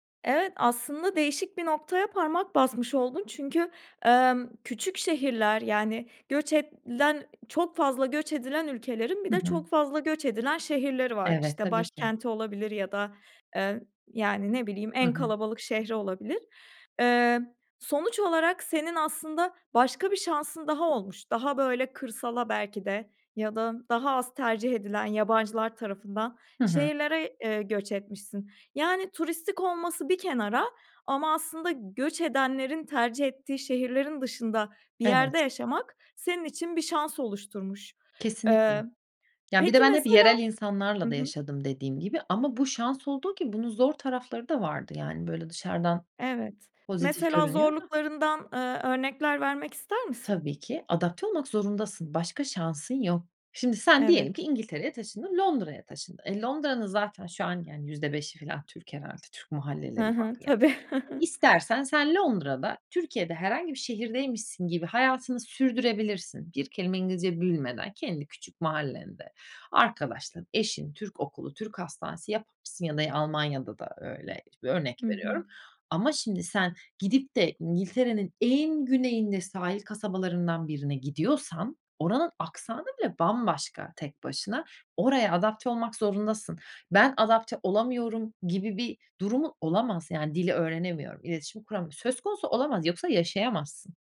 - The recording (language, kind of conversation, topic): Turkish, podcast, Dil bilmeden nasıl iletişim kurabiliriz?
- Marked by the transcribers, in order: tapping; other background noise; chuckle; "aksanı" said as "aksağanı"